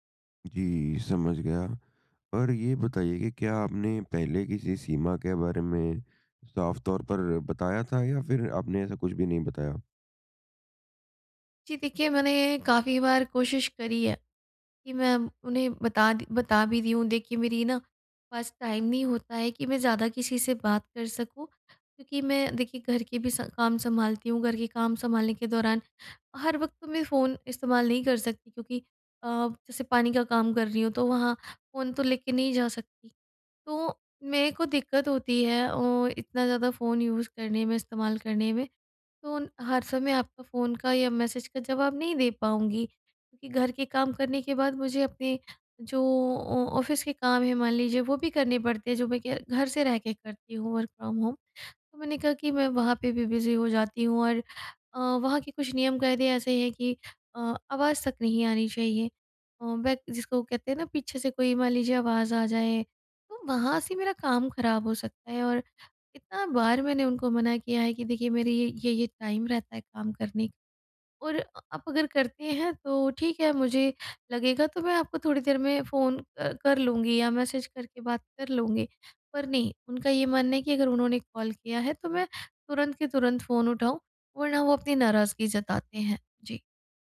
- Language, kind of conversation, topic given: Hindi, advice, परिवार में स्वस्थ सीमाएँ कैसे तय करूँ और बनाए रखूँ?
- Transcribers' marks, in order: tapping; in English: "टाइम"; in English: "यूज़"; in English: "मैसेज"; in English: "ऑ ऑफिस"; in English: "वर्क फ्रॉम होम"; in English: "बिज़ी"; in English: "टाइम"; in English: "मैसेज"; in English: "कॉल"